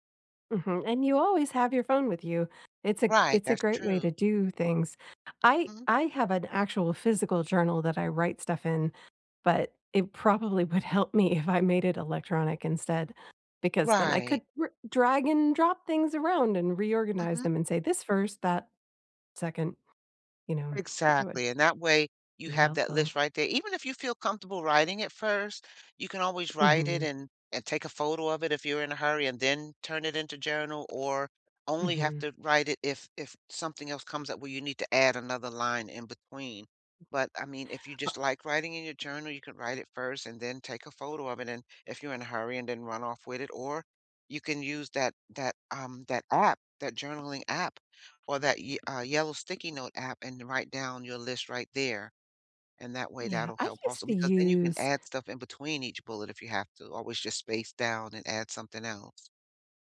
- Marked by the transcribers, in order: other background noise; tapping
- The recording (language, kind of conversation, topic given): English, unstructured, What tiny habit should I try to feel more in control?